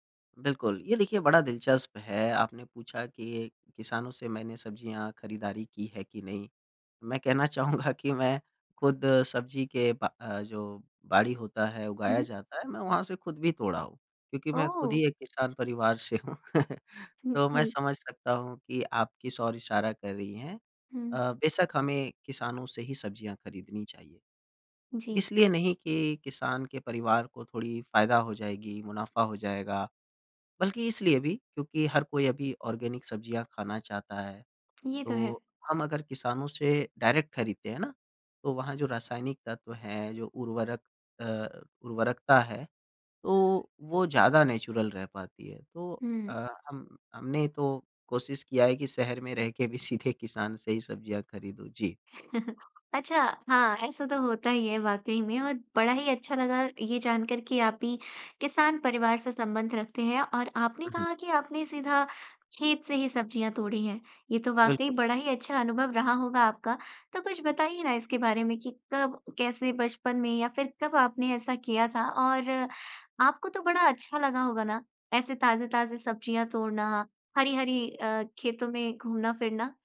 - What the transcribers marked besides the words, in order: laughing while speaking: "कहना चाहूँगा कि मैं"; laughing while speaking: "हूँ"; chuckle; in English: "ऑर्गेनिक"; tapping; in English: "डायरेक्ट"; in English: "नेचुरल"; chuckle
- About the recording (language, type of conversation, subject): Hindi, podcast, क्या आपने कभी किसान से सीधे सब्ज़ियाँ खरीदी हैं, और आपका अनुभव कैसा रहा?